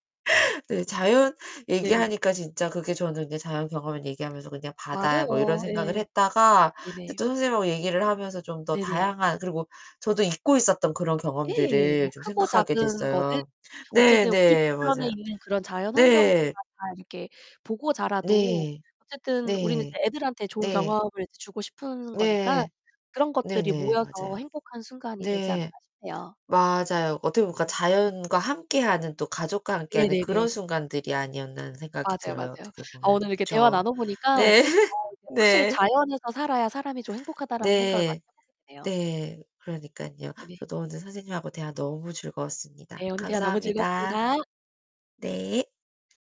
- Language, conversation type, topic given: Korean, unstructured, 자연 속에서 가장 행복했던 순간은 언제였나요?
- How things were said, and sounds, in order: distorted speech; other background noise; tapping; laugh; unintelligible speech